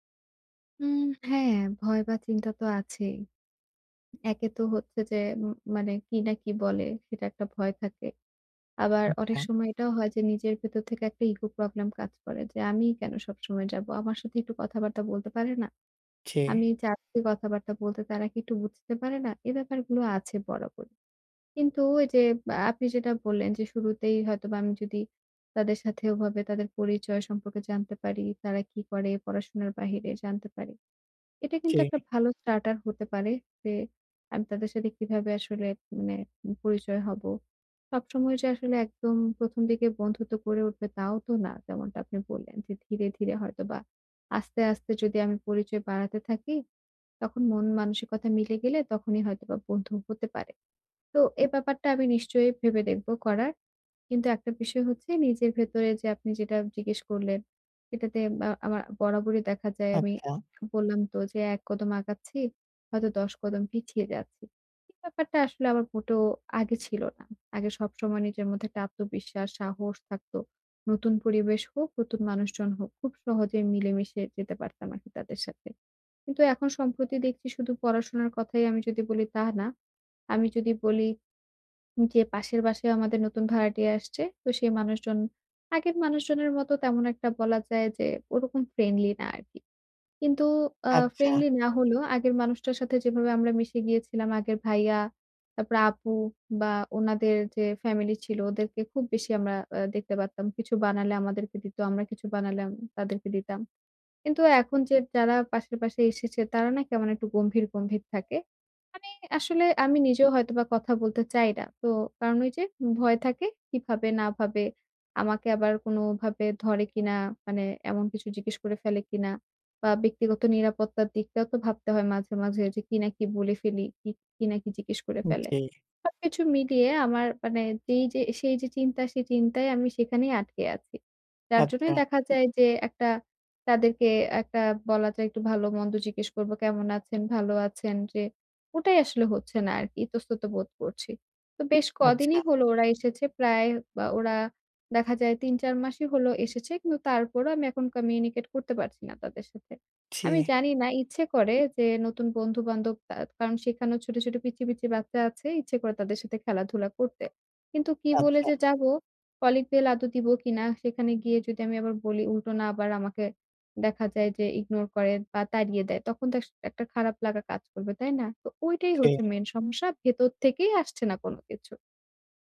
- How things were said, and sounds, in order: in English: "ইগো প্রবলেম"; sad: "আমিই কেন সবসময় যাব? আমার সাথে একটু কথাবার্তা বলতে পারে না?"; in English: "starter"; swallow; sad: "এক কদম আগাচ্ছি, হয়তো দশ কদম পিছিয়ে যাচ্ছি"; tapping; in English: "communicate"; "আদৌ" said as "আদো"
- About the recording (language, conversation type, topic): Bengali, advice, নতুন মানুষের সাথে স্বাভাবিকভাবে আলাপ কীভাবে শুরু করব?